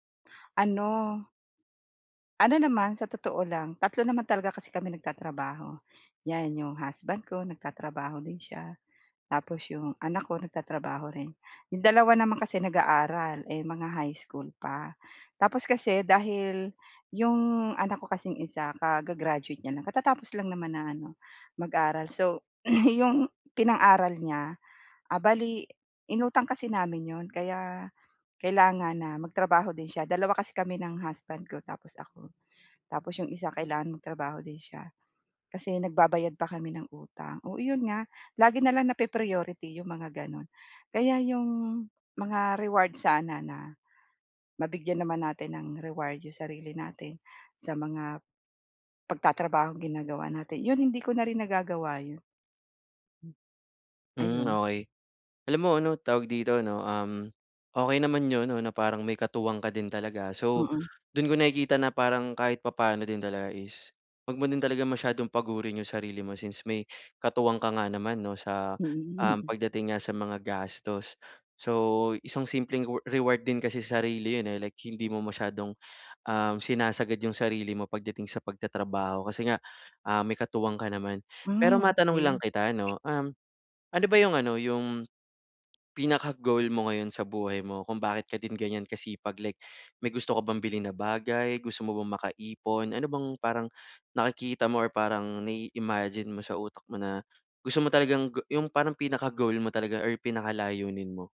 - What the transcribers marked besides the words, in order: other background noise; laughing while speaking: "yung"; tapping
- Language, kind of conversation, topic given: Filipino, advice, Paano ako pipili ng gantimpalang tunay na makabuluhan?